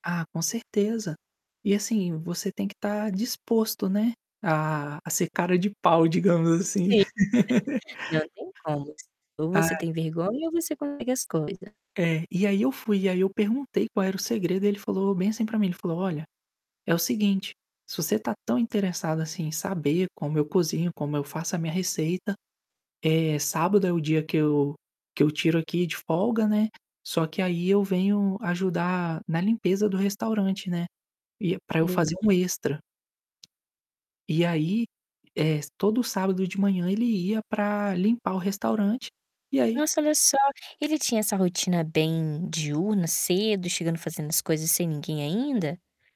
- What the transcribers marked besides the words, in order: tapping; static; distorted speech; laugh; other background noise
- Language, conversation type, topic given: Portuguese, podcast, Que conversa com um desconhecido, durante uma viagem, te ensinou algo importante?